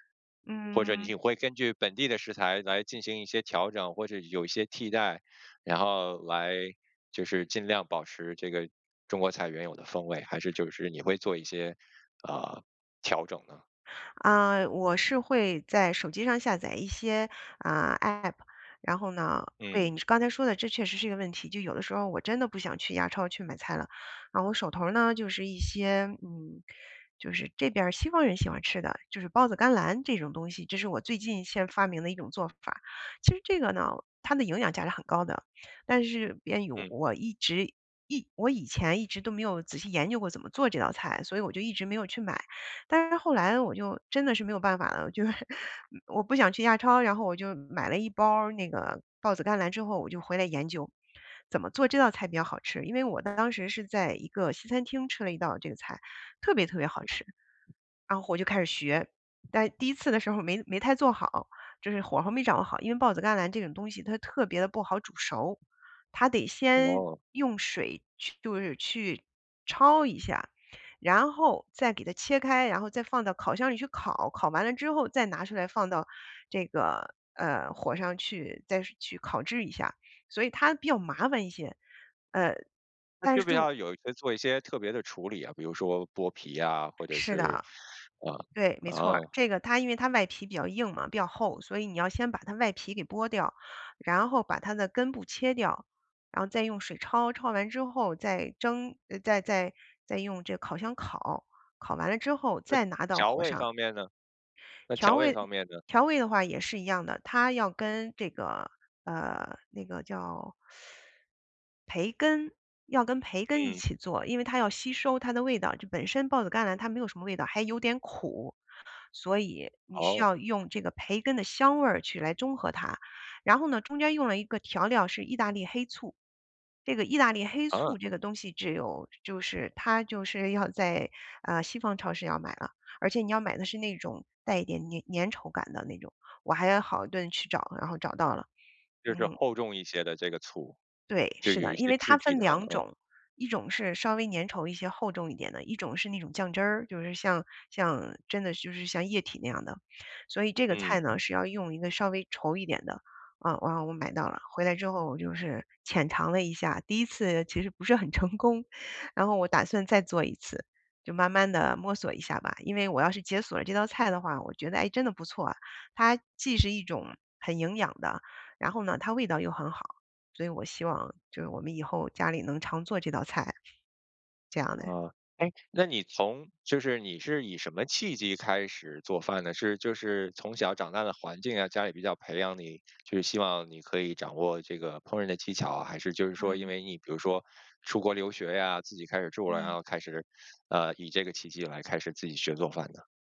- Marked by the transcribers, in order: other noise; laughing while speaking: "就是"; other background noise; teeth sucking; laughing while speaking: "成功"
- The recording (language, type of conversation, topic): Chinese, podcast, 你平时如何规划每周的菜单？